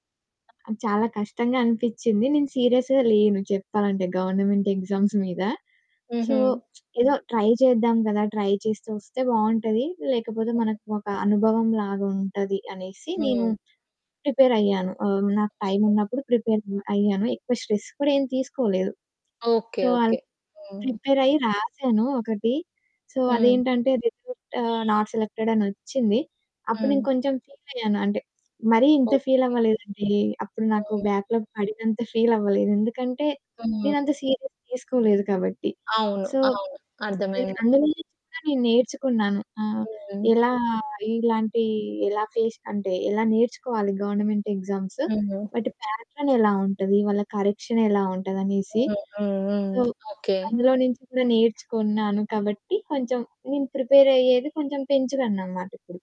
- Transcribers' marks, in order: in English: "సీరియస్‌గా"; in English: "గవర్నమెంట్ ఎగ్జామ్స్"; in English: "సో"; lip smack; in English: "ట్రై"; in English: "ట్రై"; static; distorted speech; in English: "స్ట్రెస్"; in English: "సో"; in English: "సో"; horn; in English: "నాట్ సెలెక్టెడ్"; lip smack; in English: "బ్యాక్‌లాగ్"; in English: "సీరియస్‌గా"; other background noise; in English: "సో"; in English: "ఫేస్"; in English: "గవర్నమెంట్"; in English: "ప్యాటర్న్"; in English: "సో"
- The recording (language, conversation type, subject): Telugu, podcast, మీ జీవితంలో ఎదురైన ఒక ఎదురుదెబ్బ నుంచి మీరు ఎలా మళ్లీ నిలబడ్డారు?